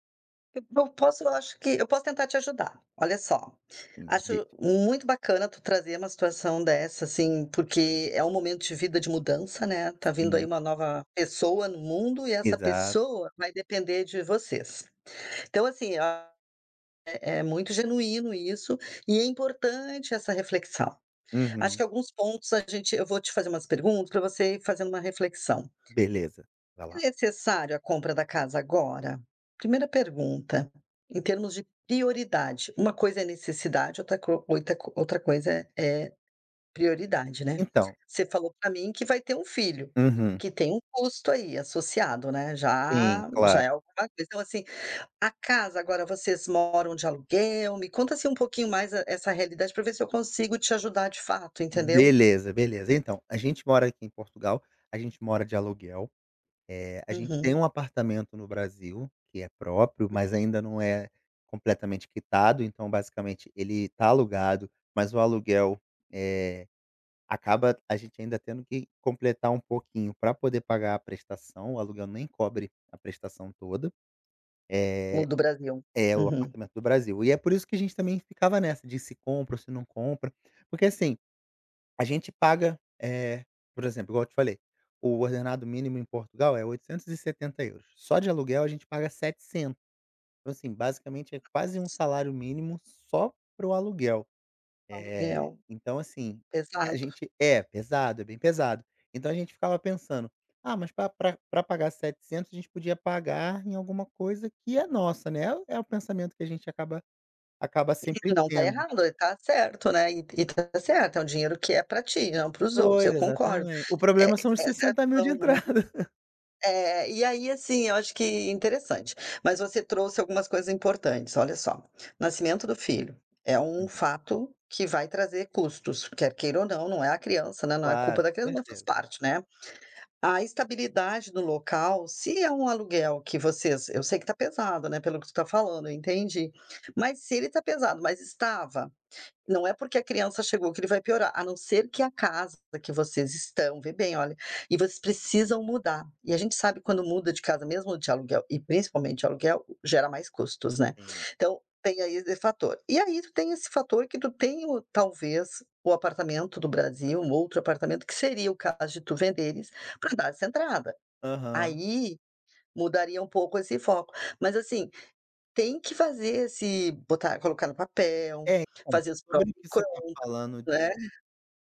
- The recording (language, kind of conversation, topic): Portuguese, advice, Como posso juntar dinheiro para a entrada de um carro ou de uma casa se ainda não sei como me organizar?
- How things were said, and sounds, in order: other background noise; tapping; chuckle